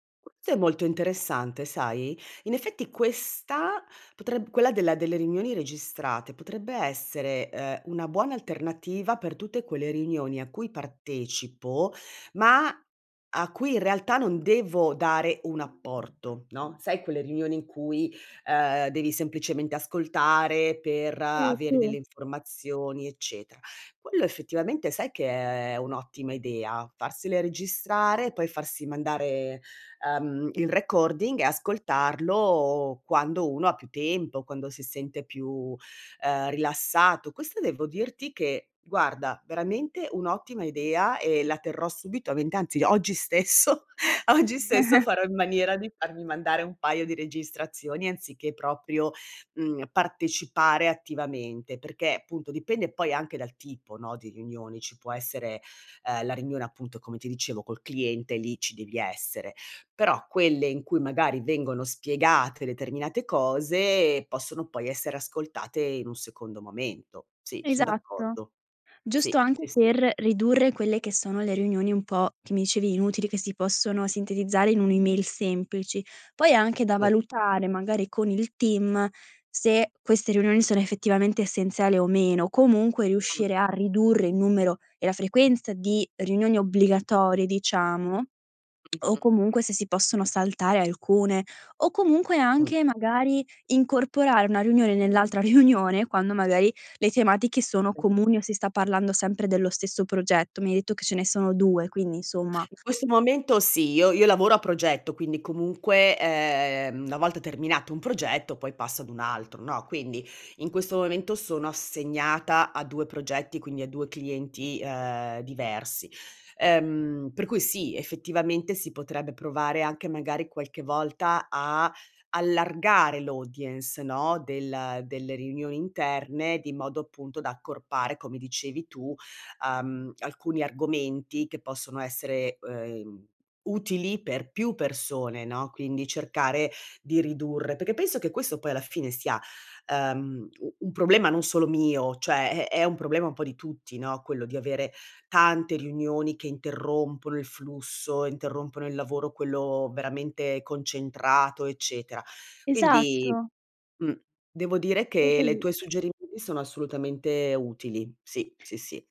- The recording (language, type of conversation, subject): Italian, advice, Come posso gestire un lavoro frammentato da riunioni continue?
- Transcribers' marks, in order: other background noise; in English: "recording"; laughing while speaking: "stesso"; chuckle; in English: "team"; tongue click; laughing while speaking: "riunione"; in English: "l'audience"